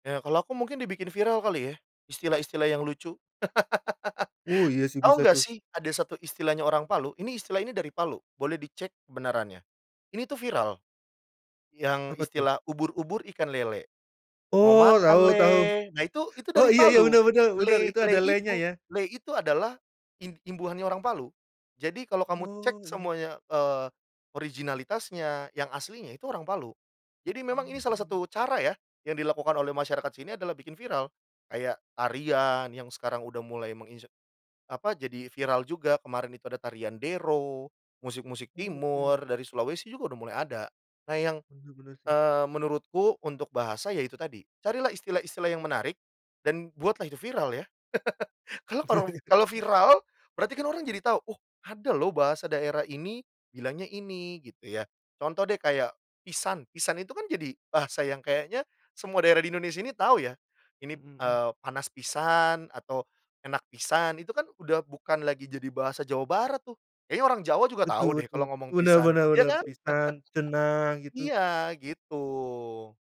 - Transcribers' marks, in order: laugh; tapping; chuckle; other background noise; in Sundanese: "pisan. Pisan"; in Sundanese: "pisan"; in Sundanese: "pisan"; in Sundanese: "Pisan"; in Sundanese: "pisan"; chuckle
- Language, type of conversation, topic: Indonesian, podcast, Bagaimana menurutmu generasi muda bisa menjaga bahasa daerah agar tetap hidup?